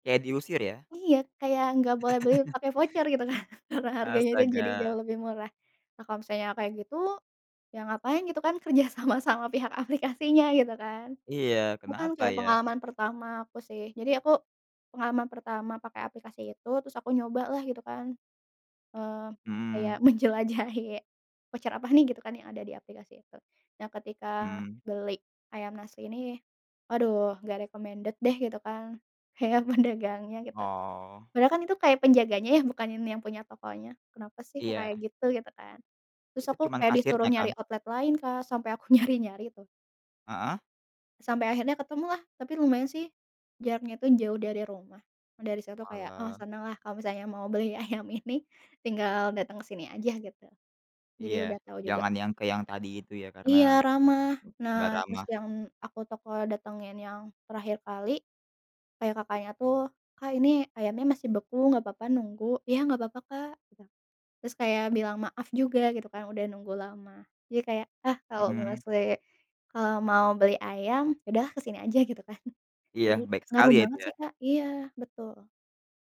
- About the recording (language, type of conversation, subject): Indonesian, podcast, Apa yang menurutmu membuat makanan jalanan selalu menggoda?
- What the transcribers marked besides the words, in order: chuckle; laughing while speaking: "kan"; other background noise; laughing while speaking: "menjelajahi"; in English: "recommended"; "pedagangnya" said as "pendagangnya"; in English: "outlet"; laughing while speaking: "nyari-nyari"; laughing while speaking: "ayam ini"; laughing while speaking: "kan"